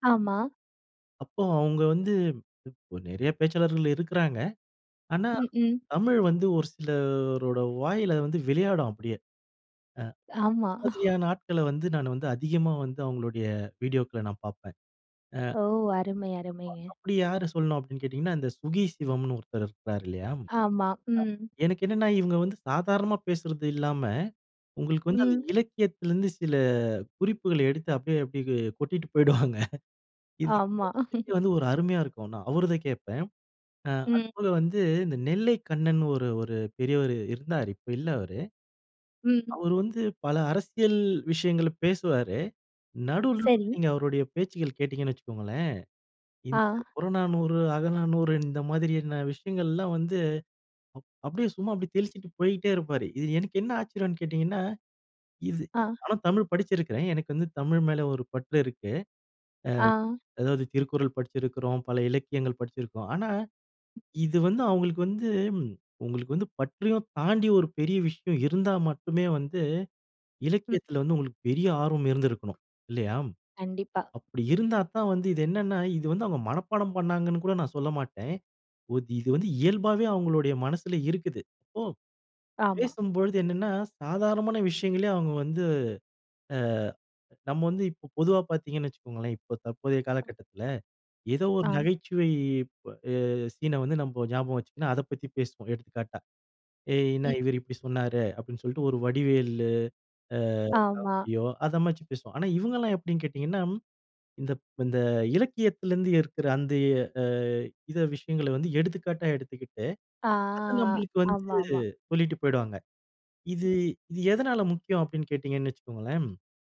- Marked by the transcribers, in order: chuckle; laughing while speaking: "போயிடுவாங்க"; laugh; other background noise; other noise; "மாதிரி" said as "மாச்சு"; drawn out: "ஆ"
- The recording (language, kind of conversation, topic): Tamil, podcast, தாய்மொழி உங்கள் அடையாளத்திற்கு எவ்வளவு முக்கியமானது?